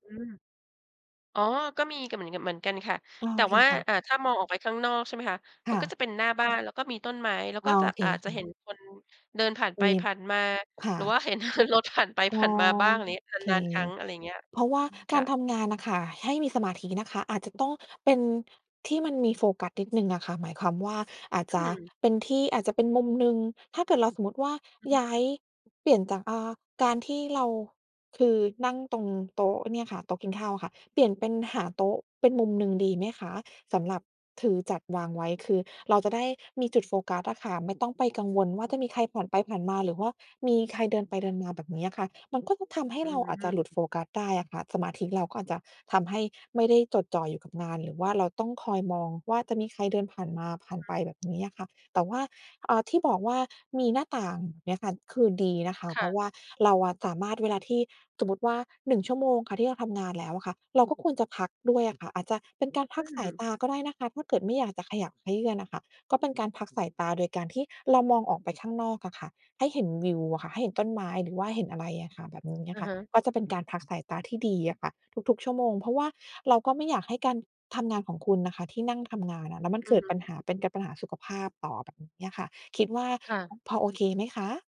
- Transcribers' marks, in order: laughing while speaking: "รถผ่านไปผ่านมาบ้าง"; other background noise
- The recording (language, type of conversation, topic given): Thai, advice, สมาธิสั้น ทำงานลึกต่อเนื่องไม่ได้